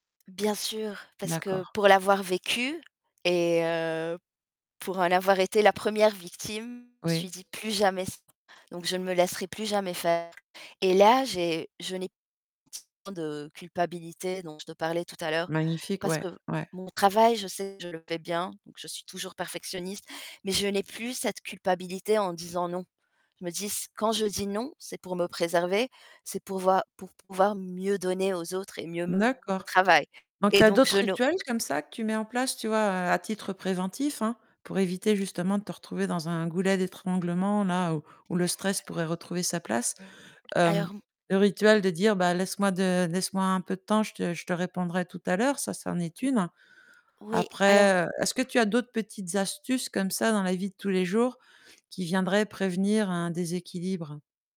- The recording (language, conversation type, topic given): French, podcast, Comment gères-tu l’équilibre entre ta vie professionnelle et ta vie personnelle ?
- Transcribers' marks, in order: distorted speech; tapping; unintelligible speech; unintelligible speech; background speech